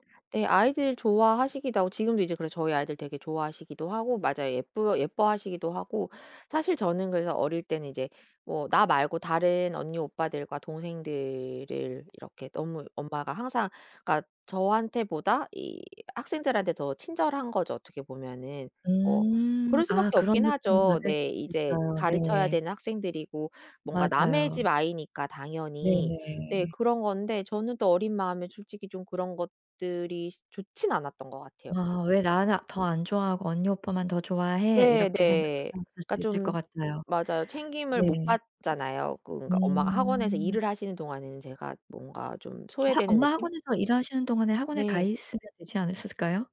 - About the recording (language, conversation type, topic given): Korean, podcast, 어릴 적 집에서 쓰던 말을 지금도 쓰고 계신가요?
- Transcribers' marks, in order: other background noise; tapping